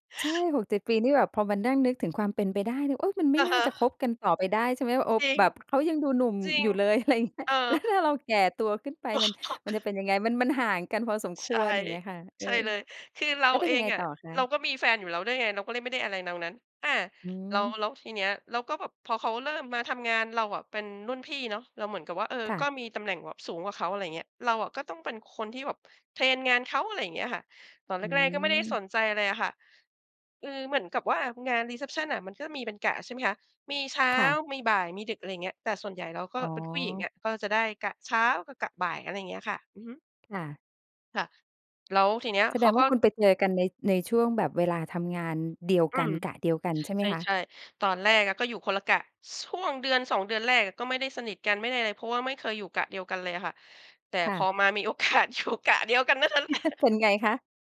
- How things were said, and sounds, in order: laughing while speaking: "อะไรอย่างเงี้ย แล้ว"; unintelligible speech; in English: "รีเซปชัน"; laughing while speaking: "กาสอยู่"; chuckle; laughing while speaking: "แหละ"
- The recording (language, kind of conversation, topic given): Thai, podcast, ประสบการณ์ชีวิตแต่งงานของคุณเป็นอย่างไร เล่าให้ฟังได้ไหม?